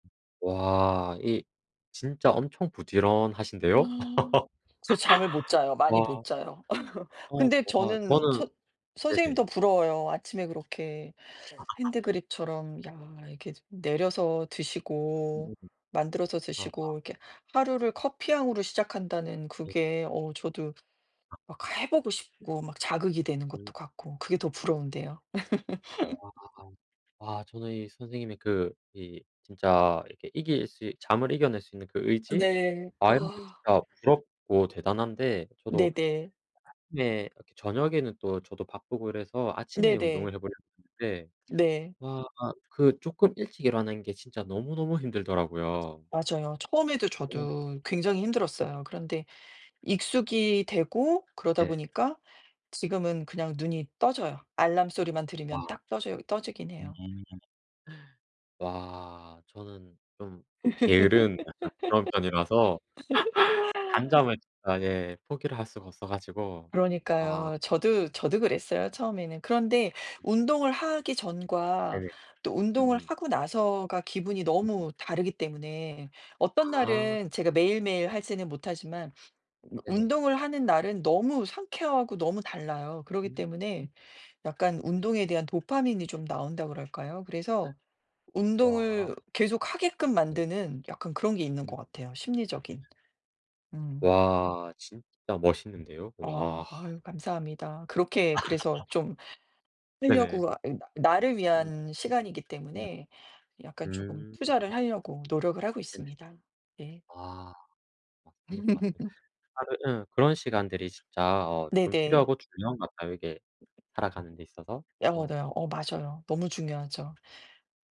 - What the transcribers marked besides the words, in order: tapping; other background noise; laugh; laugh; unintelligible speech; laugh; gasp; laugh; unintelligible speech; laugh; laugh
- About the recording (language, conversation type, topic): Korean, unstructured, 하루 중 가장 행복한 순간은 언제인가요?